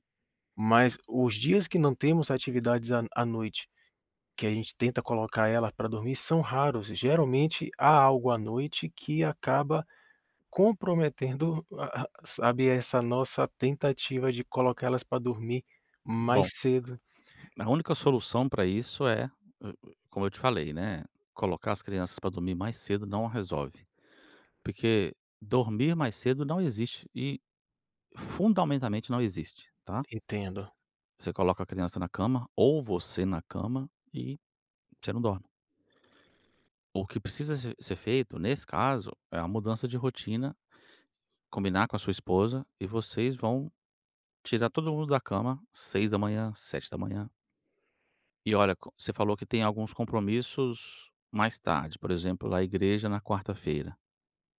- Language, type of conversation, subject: Portuguese, advice, Como posso manter um horário de sono regular?
- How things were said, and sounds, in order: other background noise; unintelligible speech; tapping